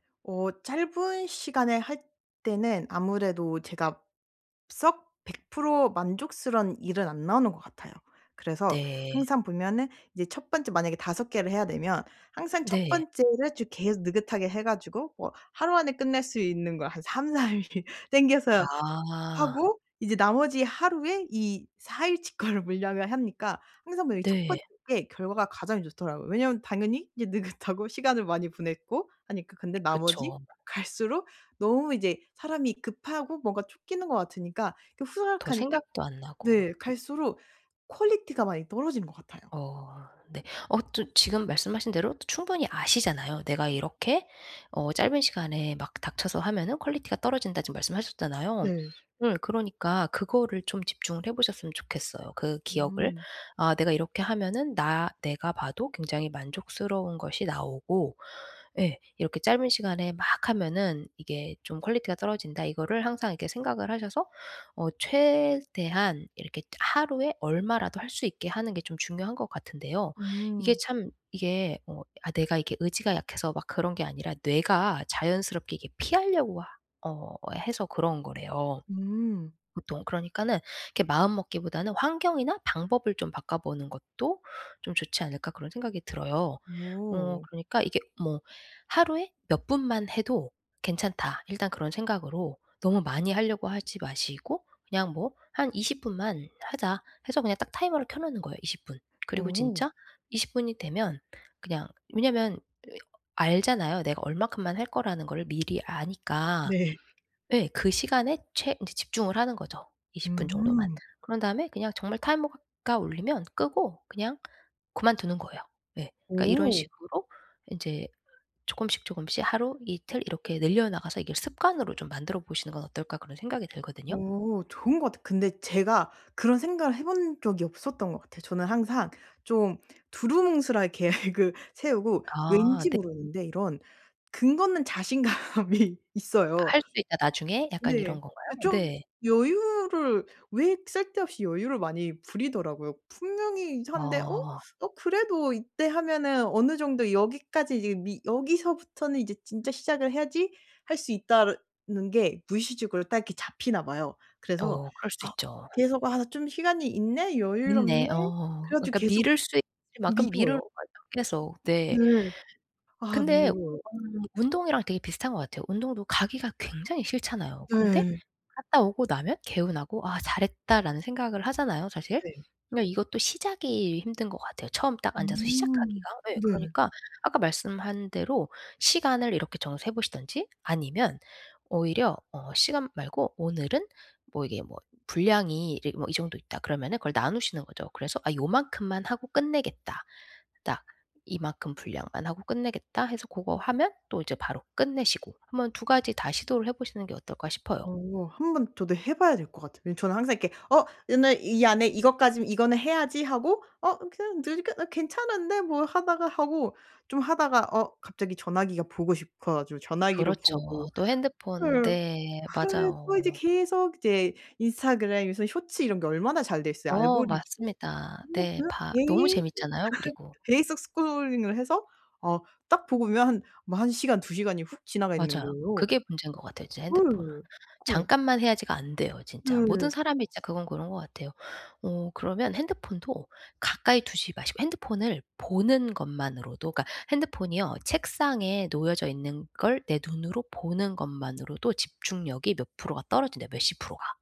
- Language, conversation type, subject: Korean, advice, 짧은 집중 간격으로도 생산성을 유지하려면 어떻게 해야 하나요?
- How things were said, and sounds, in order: other background noise; laughing while speaking: "삼사 일"; laughing while speaking: "거를"; laughing while speaking: "느긋하고"; tapping; in English: "퀄리티가"; in English: "퀄리티가"; in English: "퀄리티가"; laughing while speaking: "두루뭉술하게"; laughing while speaking: "자신감이"; laugh